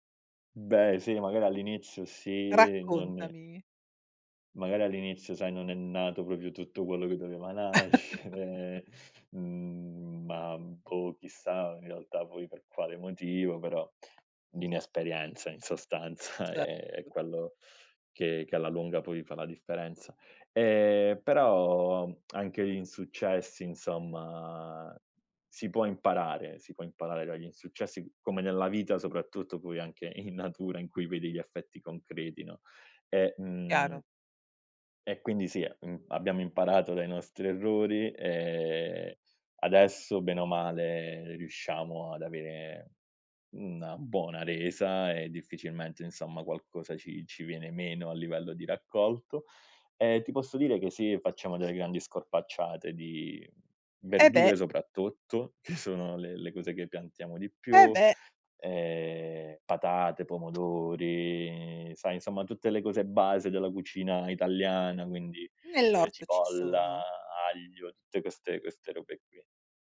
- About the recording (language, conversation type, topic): Italian, podcast, Qual è un'esperienza nella natura che ti ha fatto cambiare prospettiva?
- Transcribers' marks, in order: "proprio" said as "propio"; chuckle; laughing while speaking: "nascere"; tapping; laughing while speaking: "sostanza"; tongue click; other background noise; laughing while speaking: "che sono"; "italiana" said as "italliana"